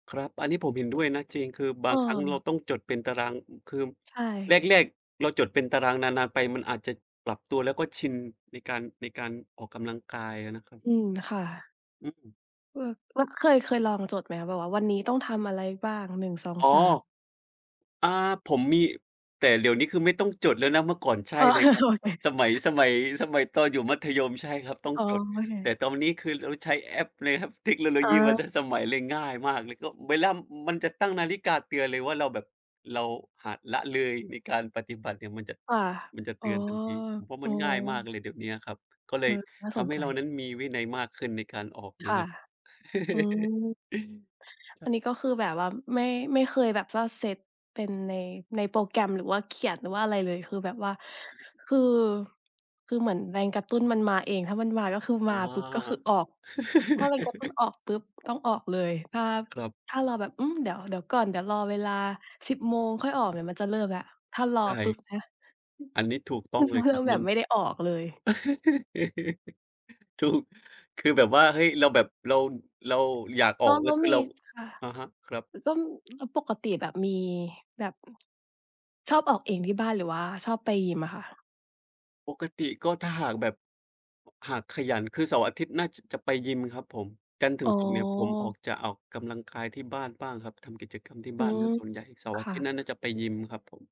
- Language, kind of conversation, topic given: Thai, unstructured, คุณเคยเลิกออกกำลังกายเพราะรู้สึกเหนื่อยหรือเบื่อไหม?
- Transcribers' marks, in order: tapping; laughing while speaking: "อ๋อ เออ โอเค"; "เวลา" said as "เวลัม"; chuckle; other background noise; chuckle; other noise; giggle; laughing while speaking: "ถูก"